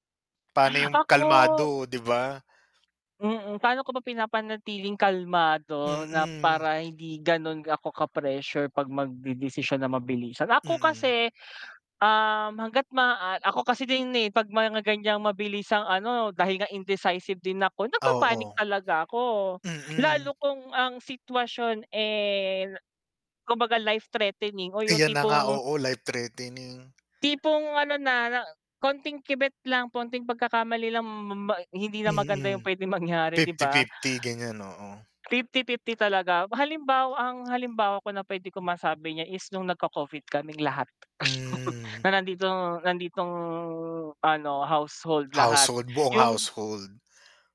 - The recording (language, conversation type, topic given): Filipino, unstructured, Paano mo hinarap ang sitwasyong kinailangan mong magpasya nang mabilis?
- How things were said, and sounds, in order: other background noise; tapping; mechanical hum; sneeze